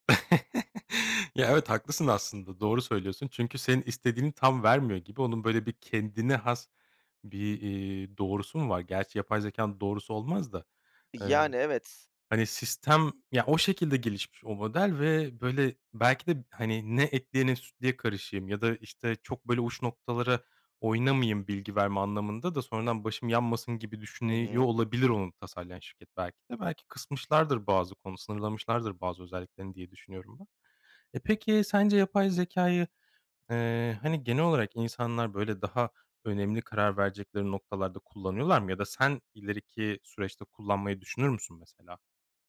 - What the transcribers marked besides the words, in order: laugh; "düşünüyor" said as "düşüneyor"; unintelligible speech
- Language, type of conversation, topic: Turkish, podcast, Yapay zekâ, hayat kararlarında ne kadar güvenilir olabilir?